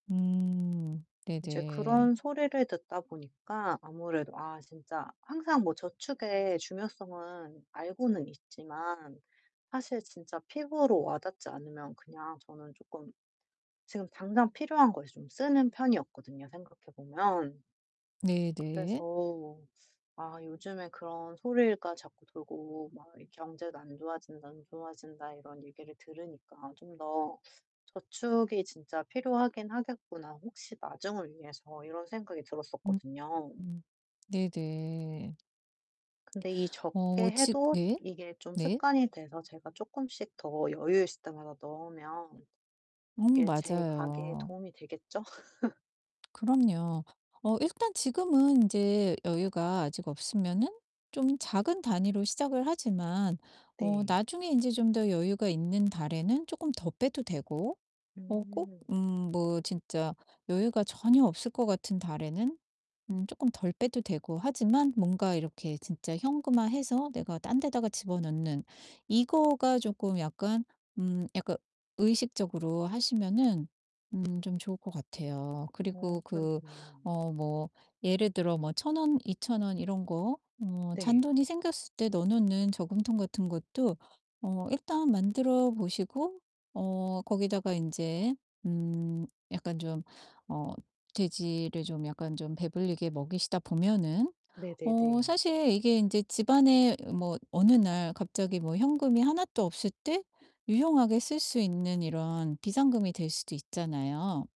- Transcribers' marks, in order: static; mechanical hum; laugh; tapping
- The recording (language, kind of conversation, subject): Korean, advice, 저축을 규칙적인 습관으로 만들려면 어떻게 해야 하나요?